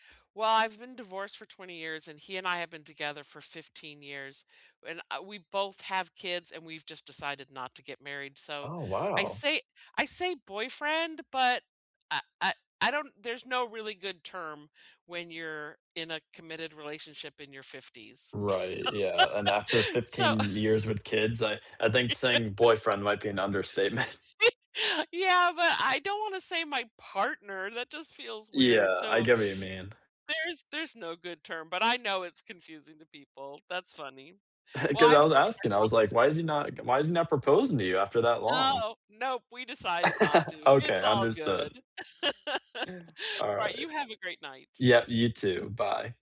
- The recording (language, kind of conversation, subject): English, unstructured, What role does exercise play in your routine?
- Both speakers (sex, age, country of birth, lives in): female, 60-64, United States, United States; male, 18-19, United States, United States
- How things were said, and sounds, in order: laughing while speaking: "you know. So Yeah"; laugh; chuckle; laugh; chuckle; laugh; laugh